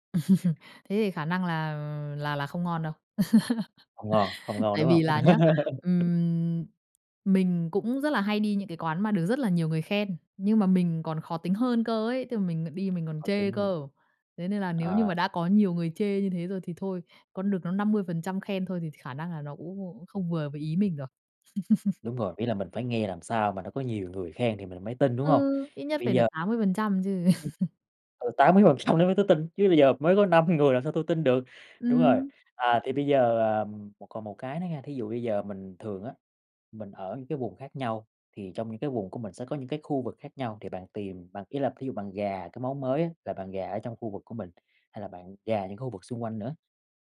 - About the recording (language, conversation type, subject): Vietnamese, podcast, Bạn bắt đầu khám phá món ăn mới như thế nào?
- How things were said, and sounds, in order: laugh; laugh; tapping; laugh; other background noise; chuckle; laugh